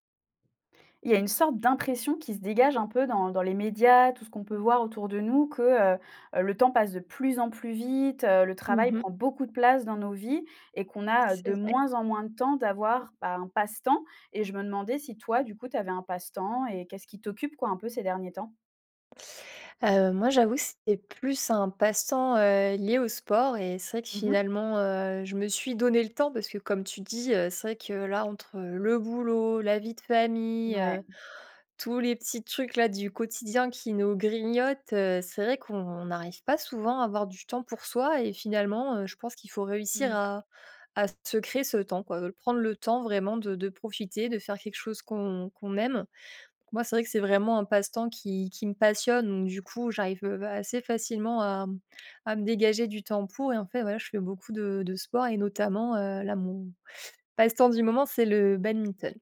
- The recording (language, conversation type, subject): French, podcast, Quel passe-temps t’occupe le plus ces derniers temps ?
- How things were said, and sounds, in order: stressed: "passionne"